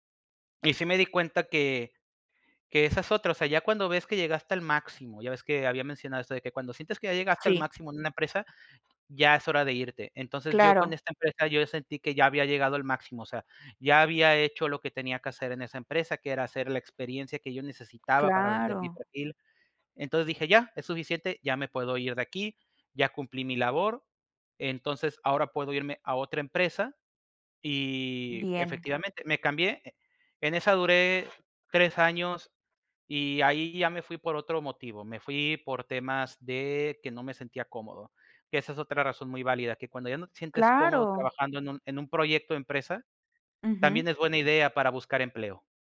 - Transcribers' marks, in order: tapping; other background noise
- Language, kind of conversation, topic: Spanish, podcast, ¿Cómo sabes cuándo es hora de cambiar de trabajo?